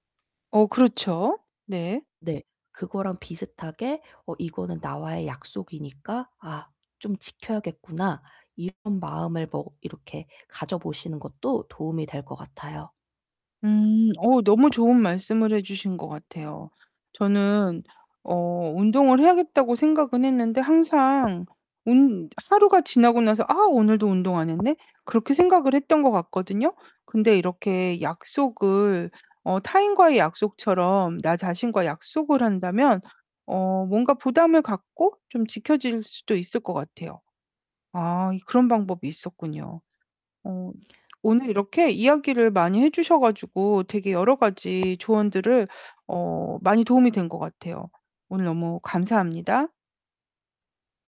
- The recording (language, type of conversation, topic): Korean, advice, 일상에서 작은 운동 습관을 어떻게 만들 수 있을까요?
- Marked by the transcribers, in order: distorted speech; tapping